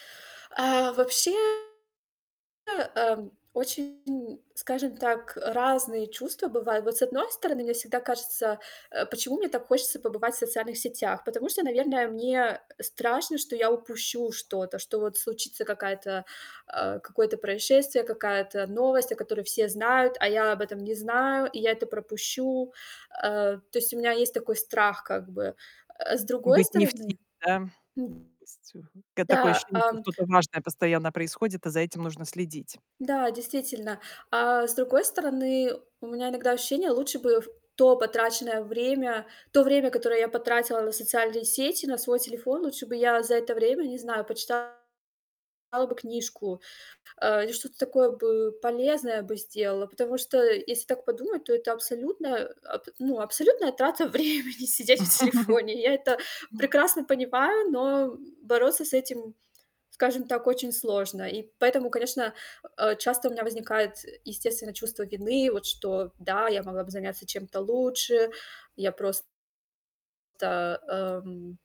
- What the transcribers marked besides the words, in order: static; distorted speech; tapping; chuckle; laughing while speaking: "времени"
- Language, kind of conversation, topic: Russian, podcast, Как ты обычно реагируешь, когда замечаешь, что слишком долго сидишь в телефоне?